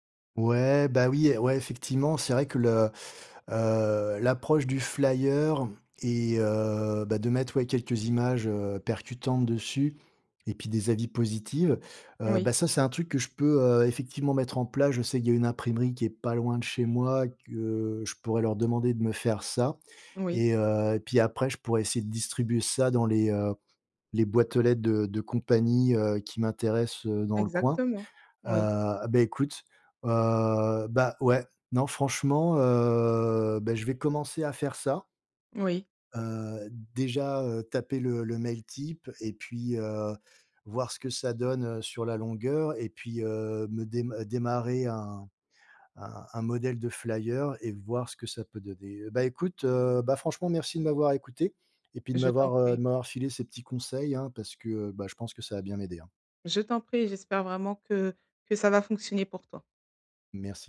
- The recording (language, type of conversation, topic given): French, advice, Comment puis-je atteindre et fidéliser mes premiers clients ?
- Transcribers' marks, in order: drawn out: "heu"